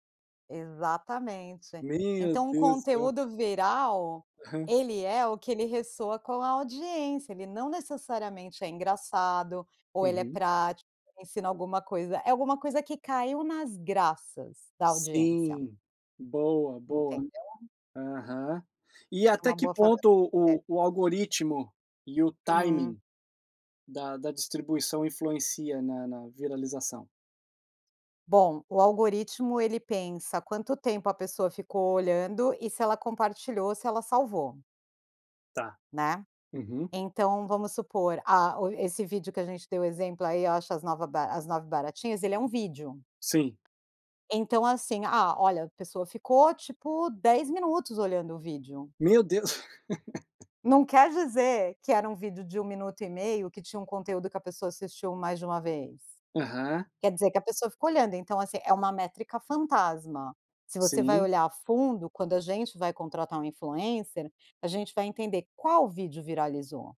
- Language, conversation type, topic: Portuguese, podcast, O que faz um conteúdo viral, na prática?
- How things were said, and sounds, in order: chuckle; tapping; in English: "influencer"